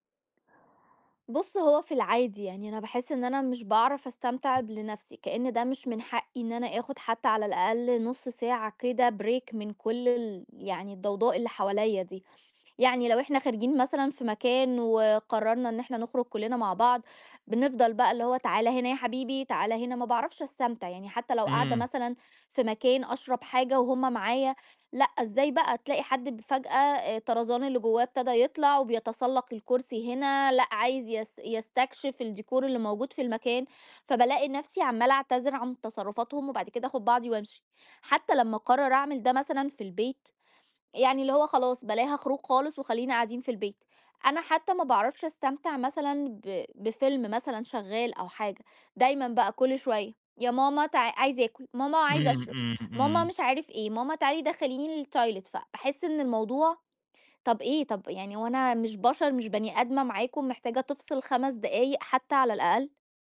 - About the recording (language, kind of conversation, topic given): Arabic, advice, ليه مش بعرف أركز وأنا بتفرّج على أفلام أو بستمتع بوقتي في البيت؟
- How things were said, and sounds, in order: tapping; in English: "Break"; in French: "الdécor"; put-on voice: "يا ماما تع عايز آكل … تعالي دخليني الtoilettes"; in French: "الtoilettes"